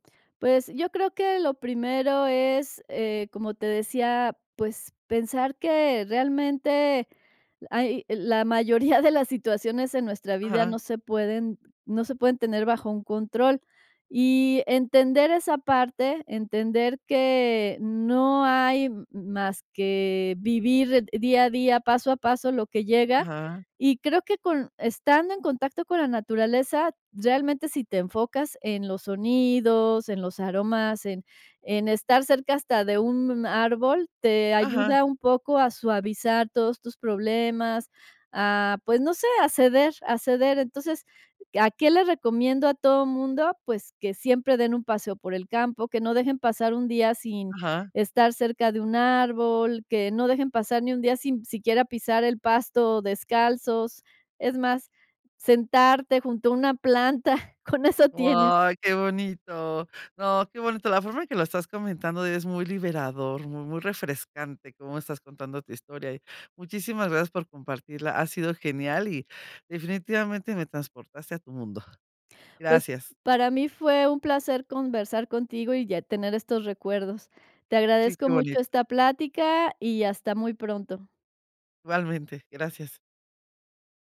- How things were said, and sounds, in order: laughing while speaking: "con eso tienes"; surprised: "¡Guau, qué bonito!"
- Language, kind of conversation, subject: Spanish, podcast, ¿Me hablas de un lugar que te hizo sentir pequeño ante la naturaleza?